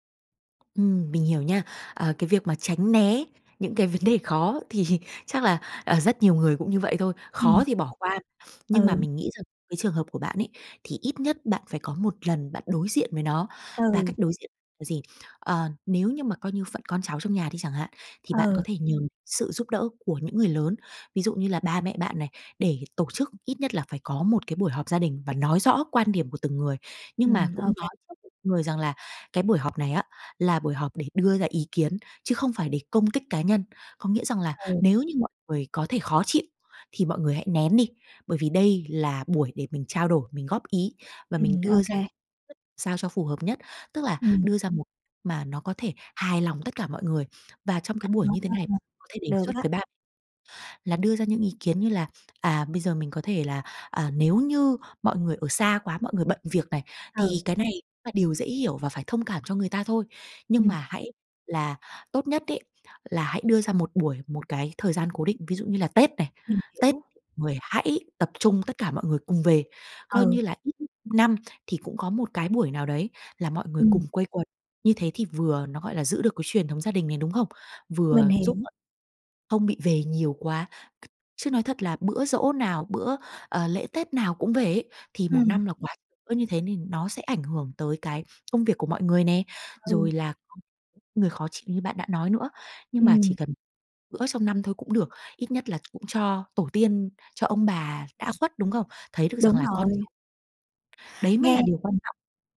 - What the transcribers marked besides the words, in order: tapping; laughing while speaking: "thì"; other background noise; other noise
- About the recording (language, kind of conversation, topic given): Vietnamese, advice, Xung đột gia đình khiến bạn căng thẳng kéo dài như thế nào?